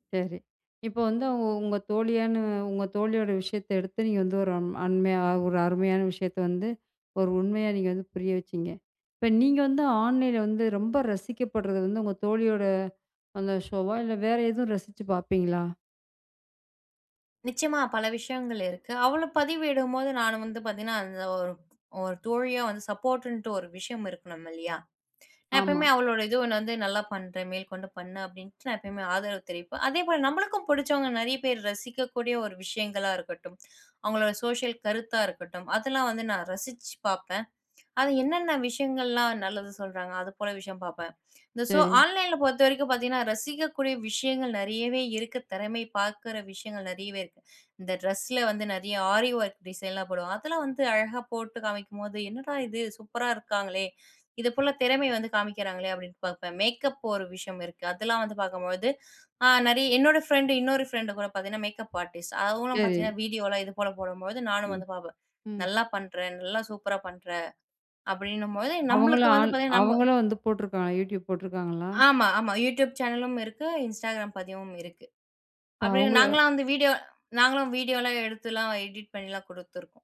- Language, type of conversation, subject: Tamil, podcast, ஆன்லைனில் ரசிக்கப்படுவதையும் உண்மைத்தன்மையையும் எப்படி சமநிலைப்படுத்தலாம்?
- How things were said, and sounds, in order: in English: "ஆன்லைன்ல"; in English: "ஷோவா"; other background noise; other noise; in English: "சப்போர்ட்ன்னுட்டு"; tongue click; in English: "சோசியல்"; in English: "ஆன்லைன்ல"; in English: "ஆரி வொர்க் டிசைன்"; in English: "மேக்கப் அர்ட்டிஸ்ட்"; in English: "சேனலும்"; in English: "எடிட்பண்ணிலாம்"